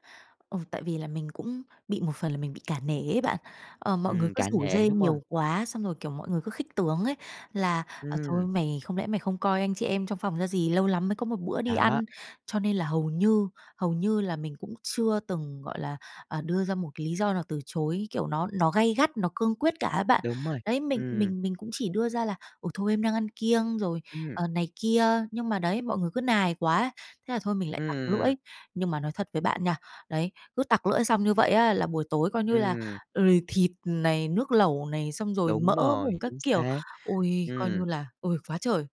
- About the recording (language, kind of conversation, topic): Vietnamese, advice, Làm sao để chọn món ăn lành mạnh khi ăn ngoài với đồng nghiệp mà không bị ngại?
- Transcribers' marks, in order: other background noise; tapping